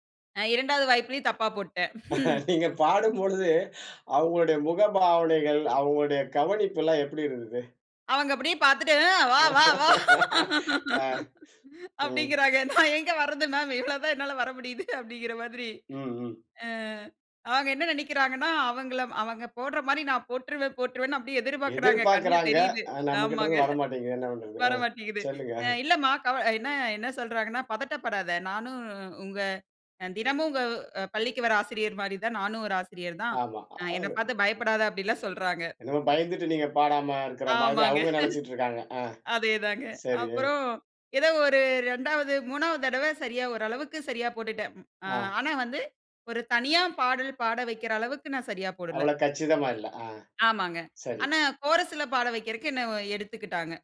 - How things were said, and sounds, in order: laughing while speaking: "நீங்க பாடும் பொழுது அவுங்களுடைய முக பாவனைகள், அவுங்களுடைய கவனிப்புல்லாம் எப்டி இருந்தது?"; laugh; other noise; laugh; laughing while speaking: "அப்டிங்கிறாங்க நான் எங்கே வர்றது? மேம் … அவங்க என்ன நெனைக்கிறாங்கன்னா"; "மாரி" said as "மாதிரி"; laughing while speaking: "வர மாட்டேங்குது"; unintelligible speech; laugh
- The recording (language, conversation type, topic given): Tamil, podcast, பள்ளிக்கால நினைவுகளில் உங்களுக்கு மிகவும் முக்கியமாக நினைவில் நிற்கும் ஒரு அனுபவம் என்ன?